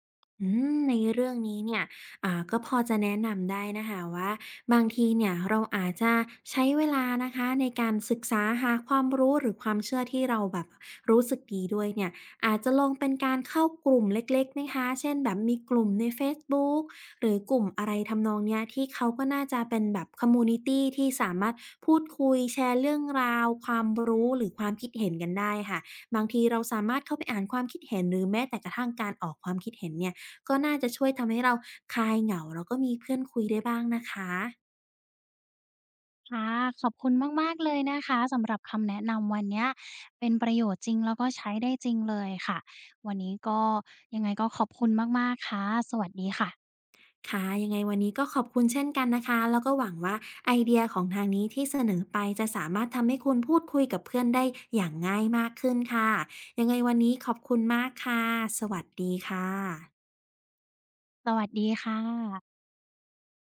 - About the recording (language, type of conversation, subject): Thai, advice, คุณเคยต้องซ่อนความชอบหรือความเชื่อของตัวเองเพื่อให้เข้ากับกลุ่มไหม?
- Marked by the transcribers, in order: in English: "คอมมิวนิตี"